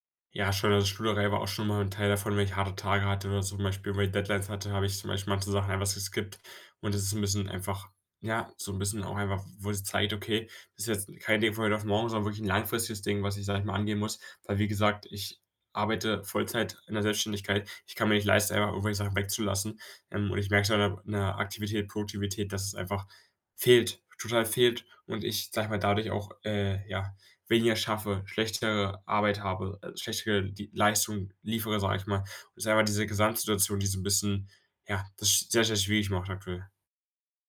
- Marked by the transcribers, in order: none
- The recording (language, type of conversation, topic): German, advice, Wie kann ich mich täglich zu mehr Bewegung motivieren und eine passende Gewohnheit aufbauen?